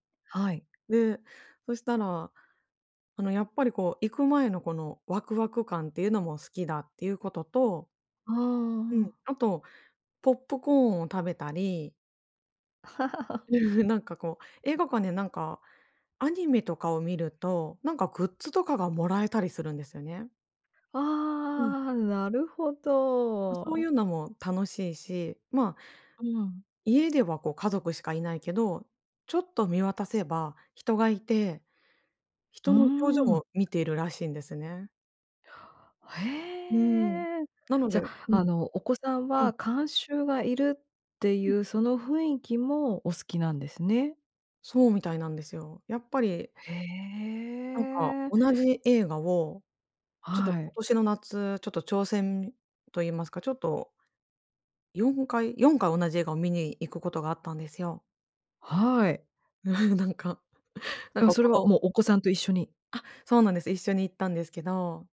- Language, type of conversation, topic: Japanese, podcast, 配信の普及で映画館での鑑賞体験はどう変わったと思いますか？
- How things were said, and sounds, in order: laugh; drawn out: "へえ"; drawn out: "へえ"; chuckle; other noise